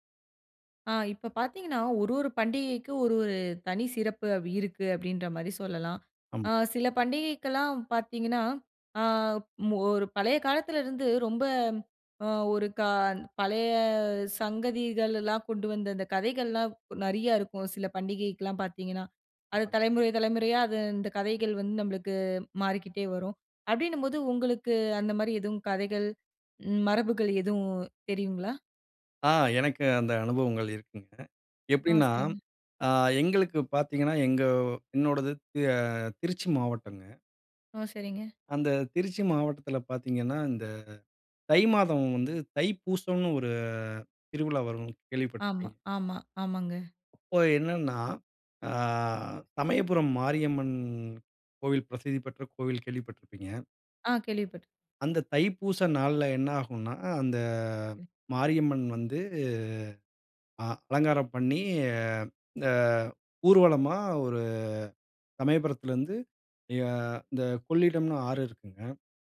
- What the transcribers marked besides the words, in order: drawn out: "ஒரு"; other noise; drawn out: "மாரியம்மன்"; drawn out: "வந்து"; drawn out: "பண்ணி"
- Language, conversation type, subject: Tamil, podcast, பண்டிகை நாட்களில் நீங்கள் பின்பற்றும் தனிச்சிறப்பு கொண்ட மரபுகள் என்னென்ன?